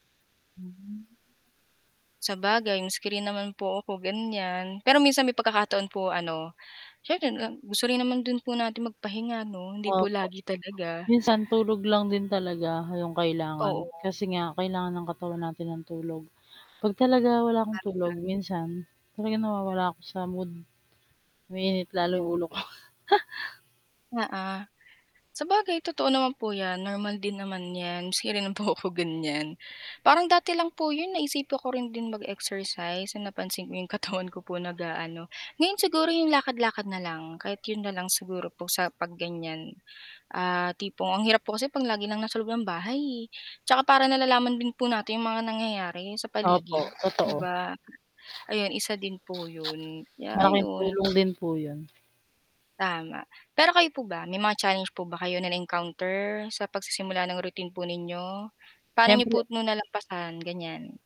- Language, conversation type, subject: Filipino, unstructured, Ano ang mga pagbabagong napapansin mo kapag regular kang nag-eehersisyo?
- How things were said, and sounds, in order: static; mechanical hum; chuckle; laughing while speaking: "po ako ganyan"; laughing while speaking: "katawan"; other background noise